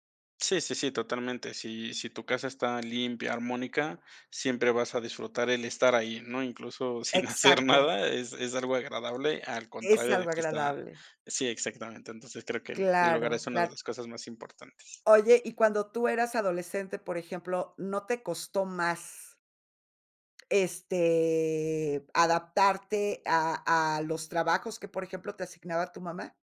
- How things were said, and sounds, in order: laughing while speaking: "sin hacer nada"; drawn out: "este"
- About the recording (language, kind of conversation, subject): Spanish, podcast, ¿Cómo se reparten las tareas en casa con tu pareja o tus compañeros de piso?